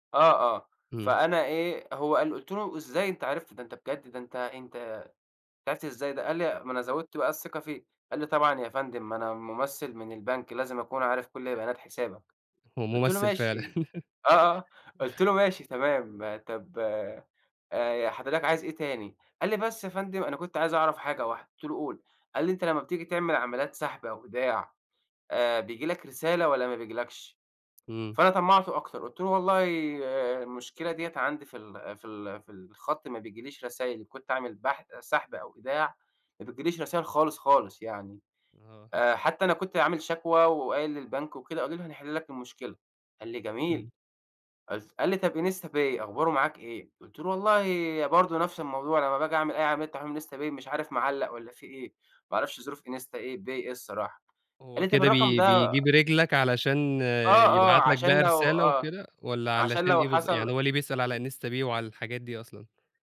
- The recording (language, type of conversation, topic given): Arabic, podcast, إزاي تحمي نفسك من النصب على الإنترنت؟
- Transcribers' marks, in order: laugh; tapping; in English: "pay"